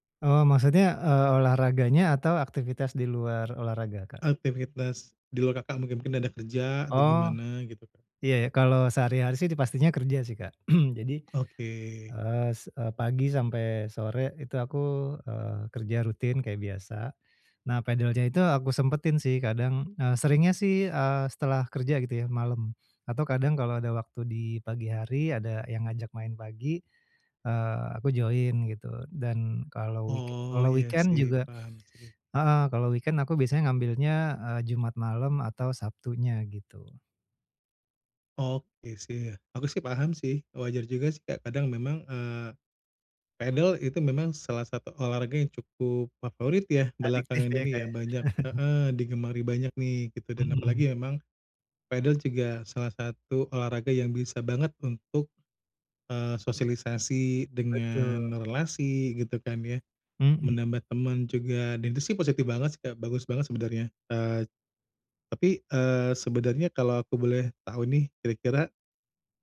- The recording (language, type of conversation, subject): Indonesian, advice, Bagaimana cara menyeimbangkan latihan dan pemulihan tubuh?
- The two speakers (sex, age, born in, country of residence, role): male, 35-39, Indonesia, Indonesia, advisor; male, 45-49, Indonesia, Indonesia, user
- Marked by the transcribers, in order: tapping; throat clearing; in English: "join"; in English: "weekend"; in English: "weekend"; laugh